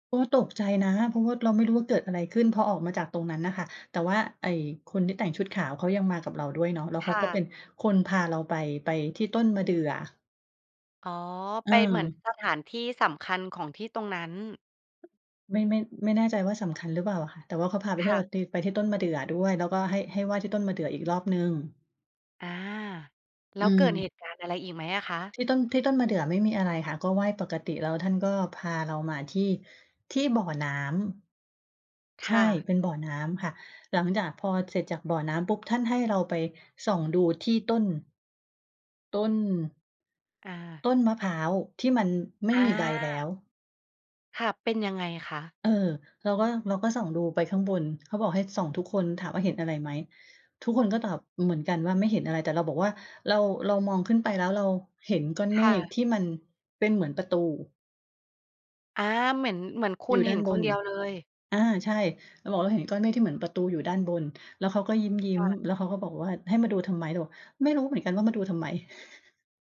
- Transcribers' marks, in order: tapping; chuckle
- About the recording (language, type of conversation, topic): Thai, podcast, มีสถานที่ไหนที่มีความหมายทางจิตวิญญาณสำหรับคุณไหม?